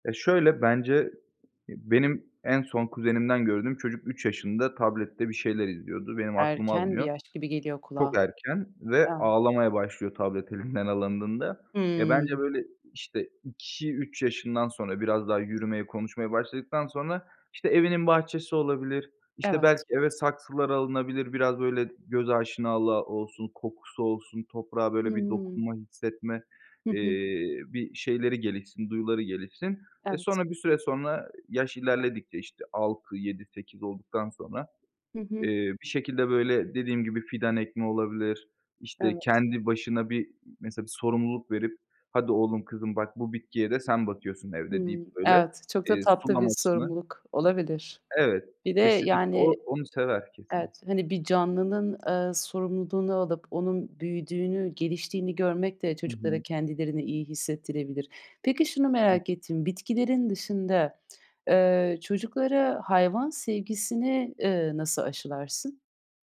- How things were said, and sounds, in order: other background noise; laughing while speaking: "elinden"; tapping
- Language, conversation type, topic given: Turkish, podcast, Çocuklara doğa sevgisi nasıl öğretilir?